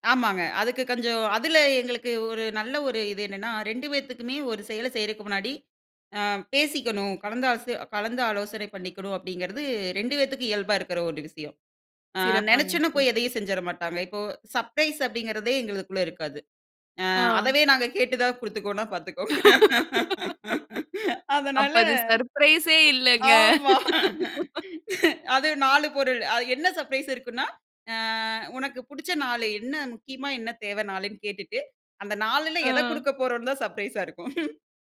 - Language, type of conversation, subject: Tamil, podcast, திருமணத்திற்கு முன் பேசிக்கொள்ள வேண்டியவை என்ன?
- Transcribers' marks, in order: in English: "சர்ப்ரைஸ்"; laugh; in English: "சர்ப்ரைஸ்"; laugh; in English: "சர்ப்ரைஸ்"; in English: "சர்ப்ரைஸ்"; laugh